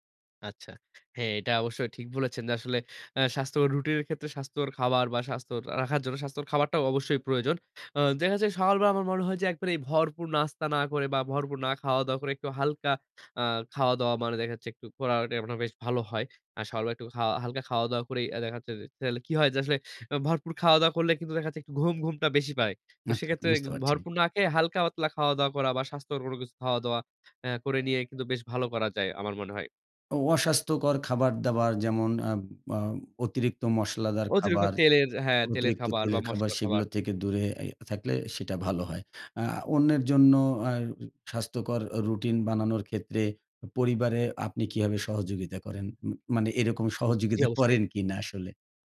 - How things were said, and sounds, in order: unintelligible speech
- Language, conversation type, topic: Bengali, podcast, তুমি কীভাবে একটি স্বাস্থ্যকর সকালের রুটিন তৈরি করো?